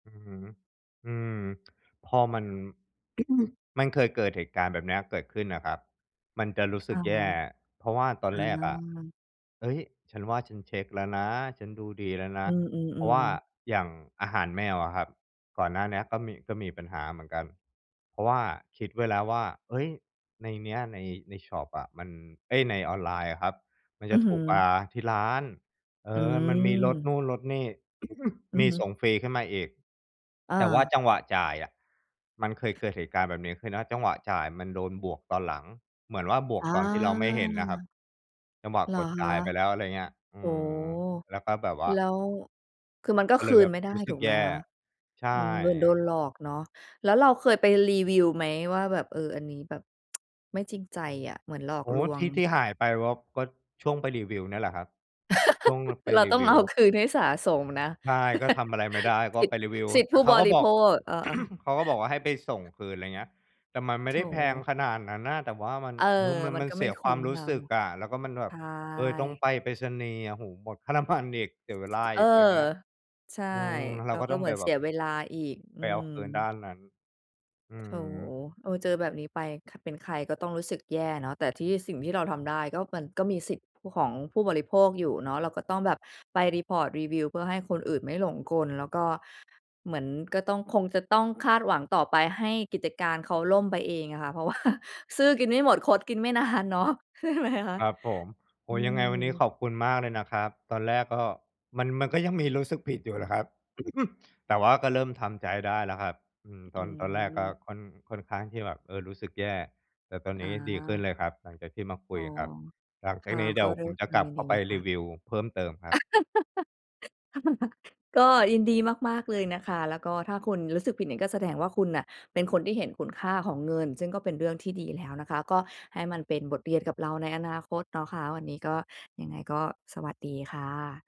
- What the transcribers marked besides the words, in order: throat clearing; throat clearing; drawn out: "อา"; tsk; chuckle; laughing while speaking: "เอาคืน"; chuckle; throat clearing; chuckle; laughing while speaking: "น้ำมัน"; other background noise; tapping; laughing while speaking: "ว่า"; laughing while speaking: "นานเนาะ ใช่ไหมคะ ?"; throat clearing; laugh; laughing while speaking: "ค่ะ"
- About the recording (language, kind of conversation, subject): Thai, advice, จะช้อปปิ้งอย่างไรให้คุ้มค่าและไม่เกินงบประมาณ?